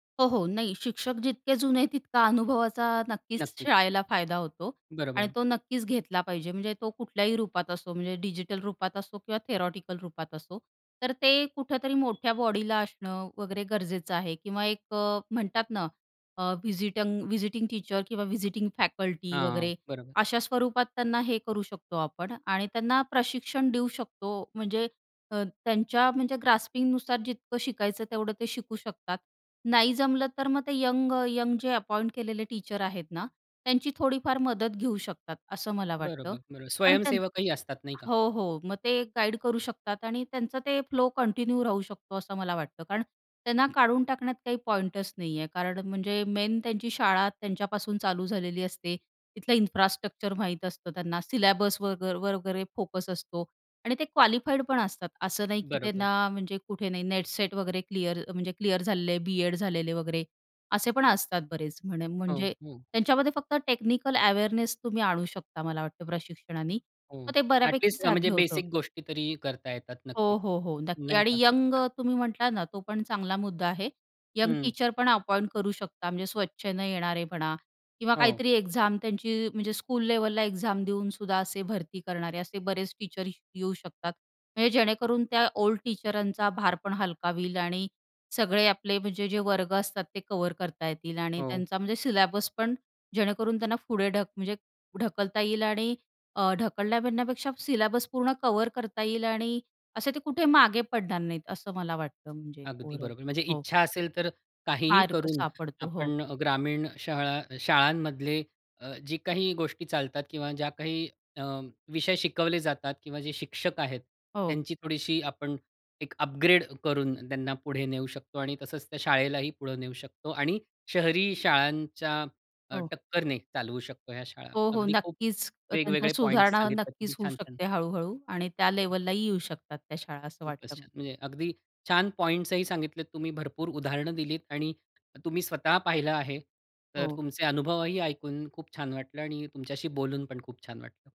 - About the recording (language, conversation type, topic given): Marathi, podcast, शहर आणि ग्रामीण शाळांमधील तफावत कशी कमी करता येईल?
- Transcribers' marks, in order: in English: "थेरॉटिकल"; horn; in English: "व्हिजिटंग व्हिजिटिंग टीचर"; in English: "व्हिजिटिंग फॅकल्टी"; in English: "ग्रास्पिंगनुसार"; in English: "टीचर"; in English: "इन्फ्रास्ट्रक्चर"; in English: "सिल्याबस"; in English: "क्वालिफाईड"; in English: "अवेअरनेस"; other background noise; in English: "एक्झाम"; in English: "स्कूल लेव्हलला एक्झाम"; in English: "टीचर"; in English: "टीचरांचा"; in English: "कव्हर"; in English: "सिल्याबस"; in English: "सिल्याबस"; in English: "कव्हर"; in English: "ओव्हरऑल"; tapping; other noise